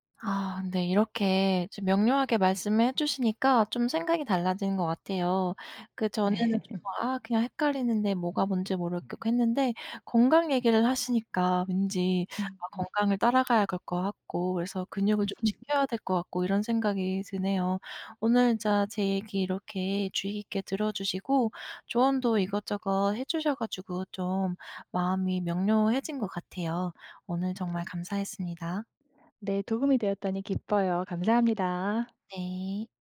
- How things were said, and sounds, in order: laughing while speaking: "네"; laugh; laugh; tapping
- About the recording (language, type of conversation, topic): Korean, advice, 체중 감량과 근육 증가 중 무엇을 우선해야 할지 헷갈릴 때 어떻게 목표를 정하면 좋을까요?